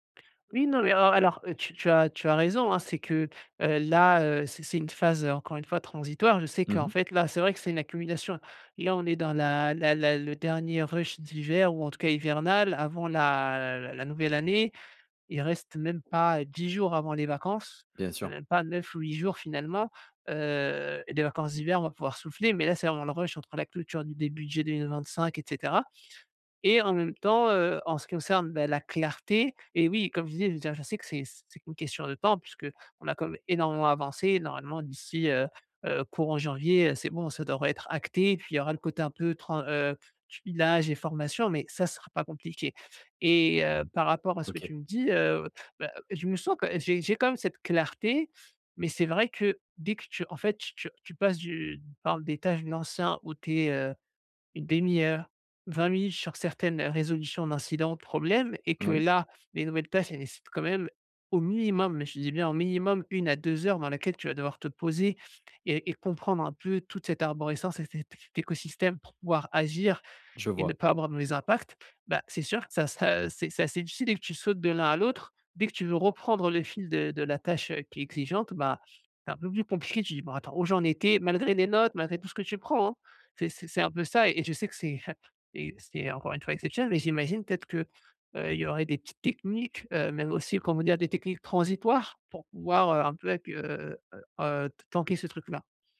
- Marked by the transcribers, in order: tapping; stressed: "clarté"; stressed: "clarté"
- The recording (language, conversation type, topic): French, advice, Comment puis-je améliorer ma clarté mentale avant une tâche mentale exigeante ?